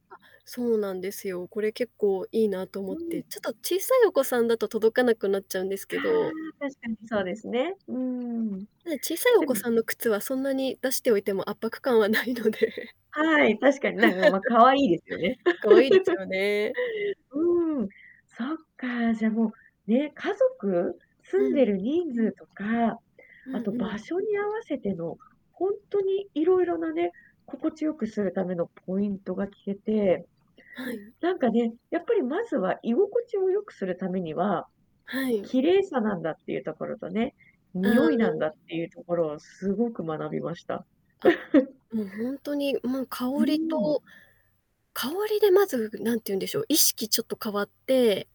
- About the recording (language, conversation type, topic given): Japanese, podcast, 玄関を居心地よく整えるために、押さえておきたいポイントは何ですか？
- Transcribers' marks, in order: distorted speech; laughing while speaking: "ないので"; laugh; chuckle; other background noise; chuckle